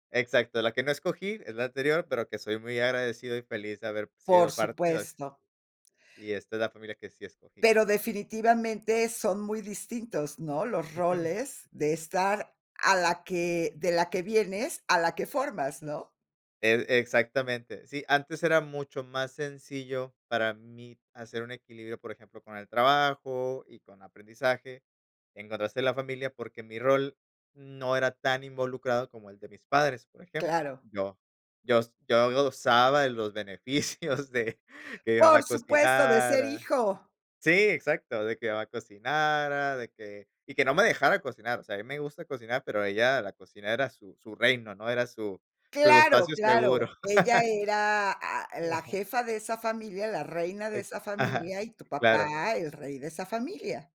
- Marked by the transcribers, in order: laughing while speaking: "beneficios de"; laugh
- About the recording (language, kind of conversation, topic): Spanish, podcast, ¿Cómo equilibras trabajo, familia y aprendizaje?